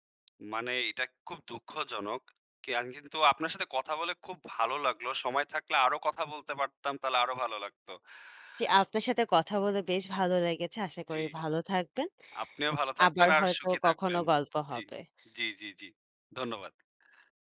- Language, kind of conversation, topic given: Bengali, unstructured, কীভাবে বুঝবেন প্রেমের সম্পর্কে আপনাকে ব্যবহার করা হচ্ছে?
- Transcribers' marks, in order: tapping